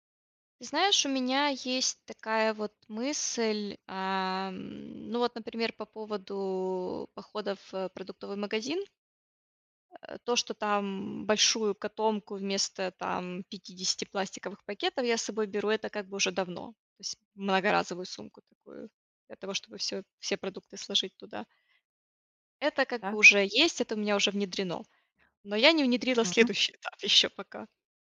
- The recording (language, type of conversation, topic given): Russian, podcast, Какие простые привычки помогают не вредить природе?
- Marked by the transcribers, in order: other background noise